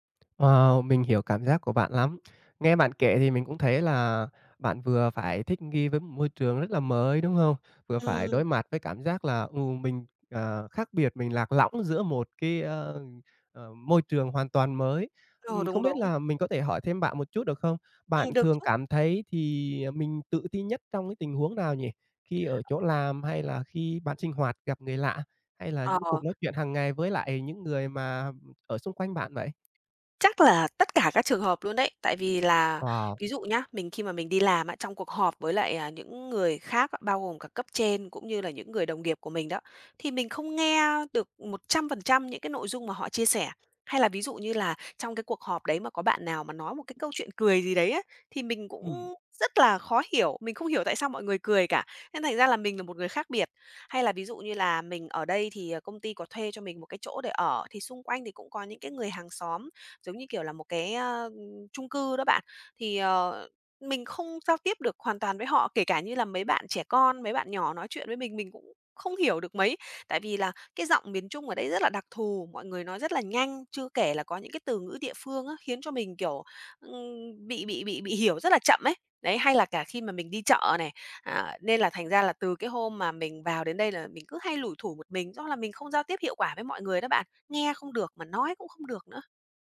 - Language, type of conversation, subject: Vietnamese, advice, Bạn đã từng cảm thấy tự ti thế nào khi rào cản ngôn ngữ cản trở việc giao tiếp hằng ngày?
- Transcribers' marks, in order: tapping; other background noise